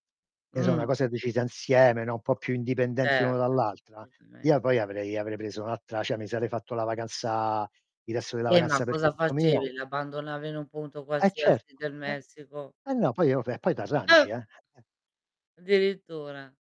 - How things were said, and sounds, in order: distorted speech; other background noise; "cioè" said as "ceh"; stressed: "Eh!"; tapping; static
- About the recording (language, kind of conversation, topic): Italian, unstructured, Qual è stato il tuo viaggio più deludente e perché?